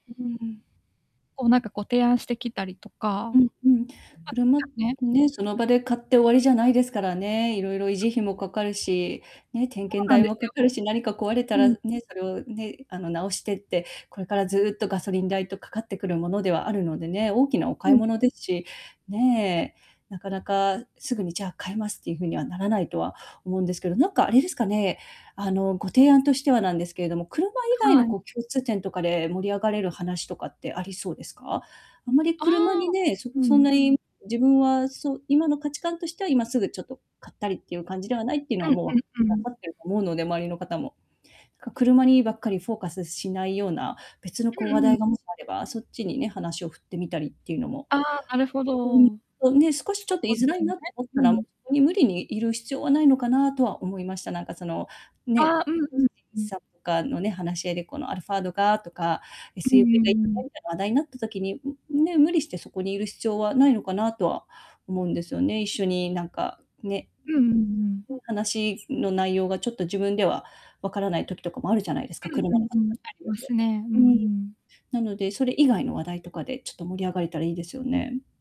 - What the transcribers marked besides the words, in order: distorted speech; unintelligible speech; other background noise; background speech; unintelligible speech
- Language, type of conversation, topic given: Japanese, advice, 持ち物で自分の価値を測られるように感じてプレッシャーを受けるとき、どう対処すればよいですか？